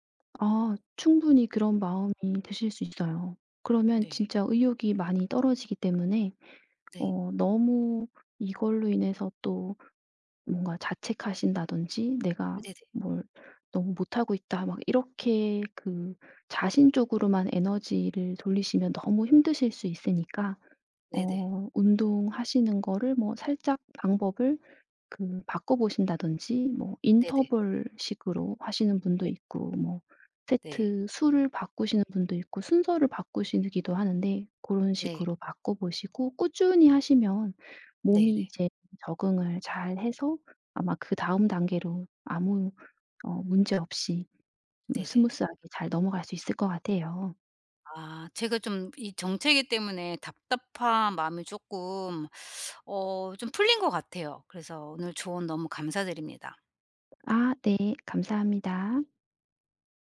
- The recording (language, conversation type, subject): Korean, advice, 운동 성과 정체기를 어떻게 극복할 수 있을까요?
- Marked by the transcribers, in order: tapping; other background noise; "바꾸시기도" said as "바꾸시느기도"